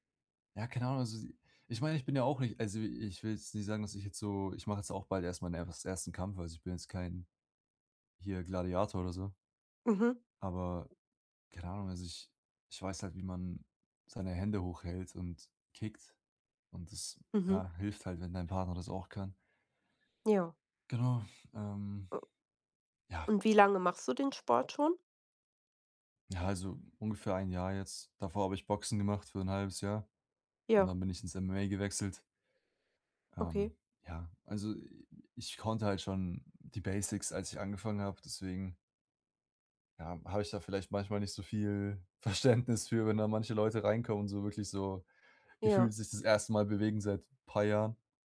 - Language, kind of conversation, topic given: German, advice, Wie gehst du mit einem Konflikt mit deinem Trainingspartner über Trainingsintensität oder Ziele um?
- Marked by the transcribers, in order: laughing while speaking: "Verständnis"